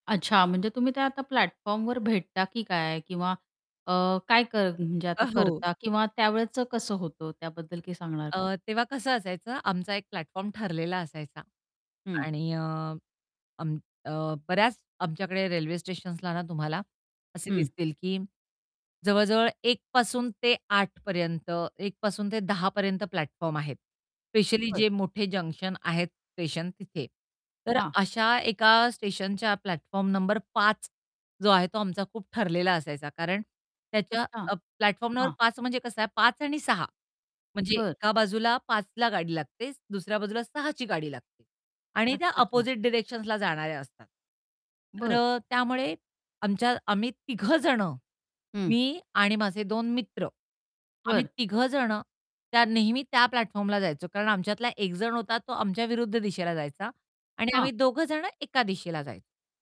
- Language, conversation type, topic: Marathi, podcast, थांबलेल्या रेल्वे किंवा बसमध्ये एखाद्याशी झालेली अनपेक्षित भेट तुम्हाला आठवते का?
- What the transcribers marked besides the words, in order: in English: "प्लॅटफॉर्मवर"; static; in English: "प्लॅटफॉर्म"; in English: "प्लॅटफॉर्म"; in English: "जंक्शन"; in English: "प्लॅटफॉर्म"; in English: "प्लॅटफॉर्म"; in English: "अपोझिट डायरेक्शन्सला"; in English: "प्लॅटफॉर्मला"; distorted speech